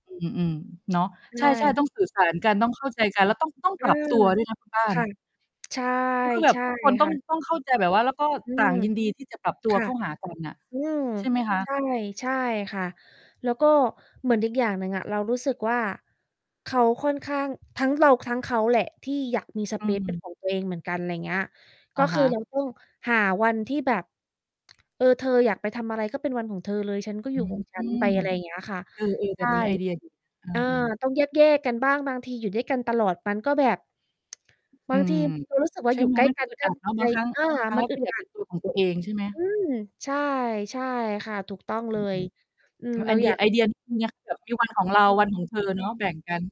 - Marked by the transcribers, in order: distorted speech; tapping; in English: "สเปซ"; tsk; static
- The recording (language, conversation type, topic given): Thai, unstructured, อะไรคือสิ่งที่สำคัญที่สุดในความสัมพันธ์ระยะยาว?